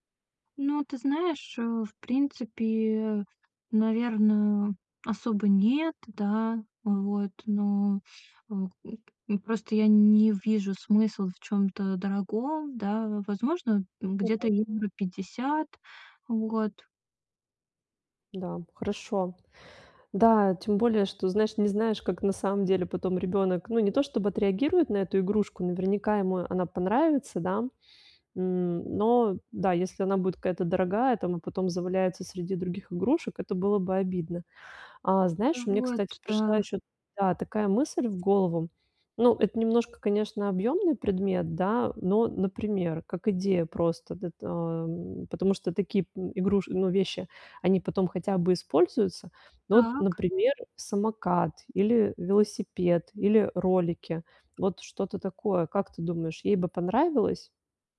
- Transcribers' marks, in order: unintelligible speech
- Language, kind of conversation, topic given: Russian, advice, Как выбрать хороший подарок, если я не знаю, что купить?